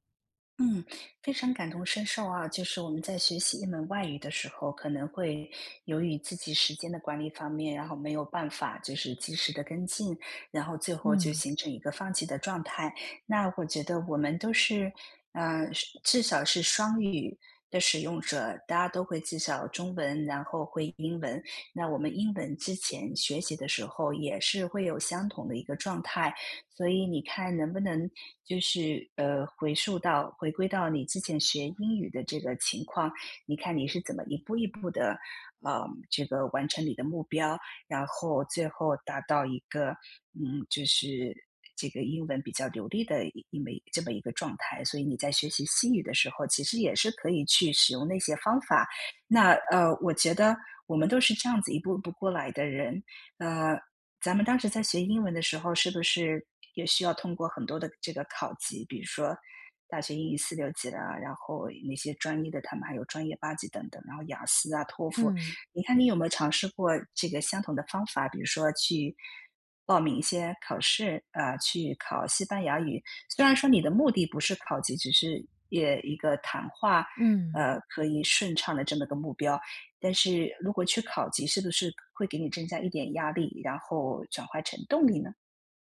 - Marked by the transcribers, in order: none
- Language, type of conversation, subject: Chinese, advice, 当我感觉进步停滞时，怎样才能保持动力？